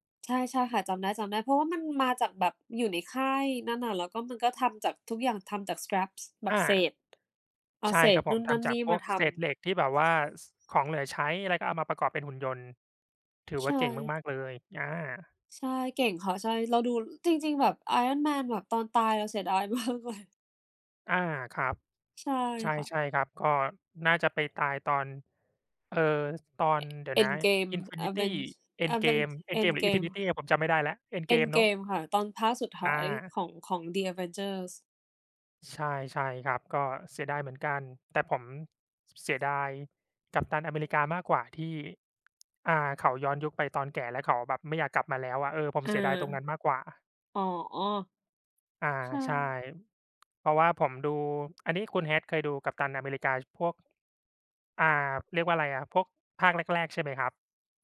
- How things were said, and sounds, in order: in English: "scraps"; tapping; laughing while speaking: "มากเลย"
- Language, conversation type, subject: Thai, unstructured, คุณคิดว่าทำไมคนถึงชอบดูหนังบ่อยๆ?